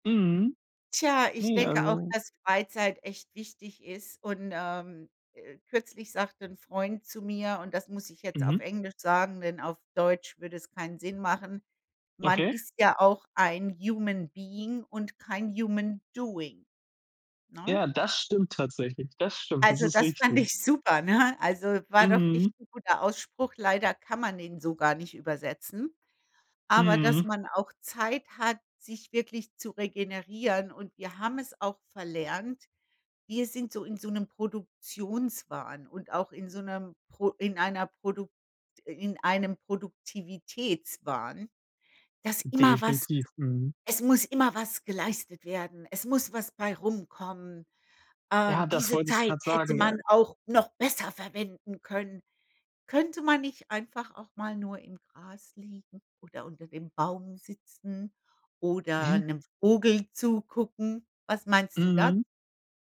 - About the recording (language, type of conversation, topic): German, unstructured, Wie kannst du jemanden davon überzeugen, dass Freizeit keine Zeitverschwendung ist?
- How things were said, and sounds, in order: other background noise; in English: "human being"; in English: "human doing"; laughing while speaking: "ne?"; put-on voice: "es muss immer was geleistet … besser verwenden können"